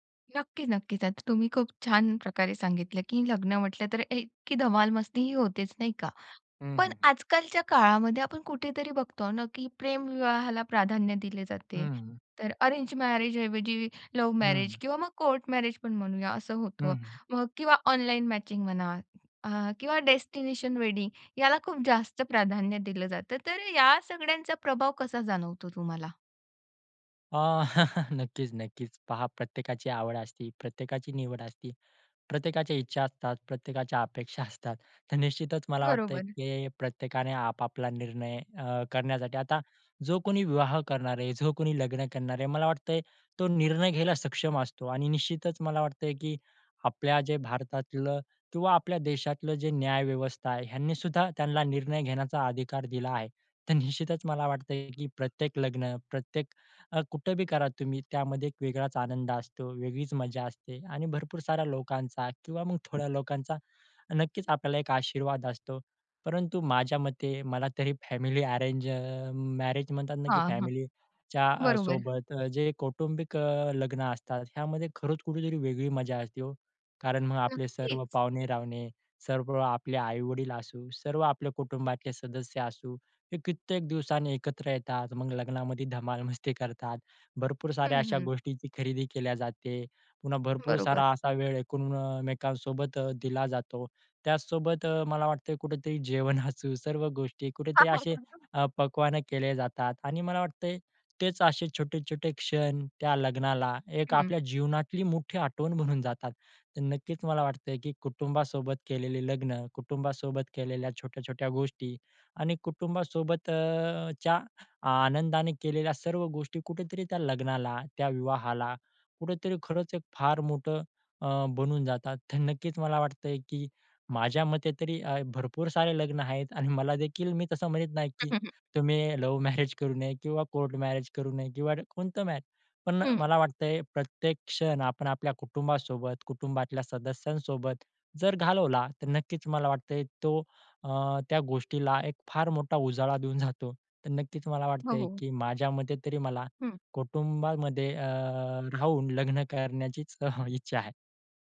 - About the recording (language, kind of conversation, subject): Marathi, podcast, तुमच्या कुटुंबात लग्नाची पद्धत कशी असायची?
- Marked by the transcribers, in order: "नक्कीच" said as "नक्कीचच"; in English: "मॅचिंग"; in English: "डेस्टिनेशन वेडिंग"; chuckle; other background noise; "एकमेकांसोबत" said as "एकूणमेकांसोबत"; laughing while speaking: "जेवण असू"; unintelligible speech; laughing while speaking: "लव्ह मॅरेज करू नये"; laughing while speaking: "जातो"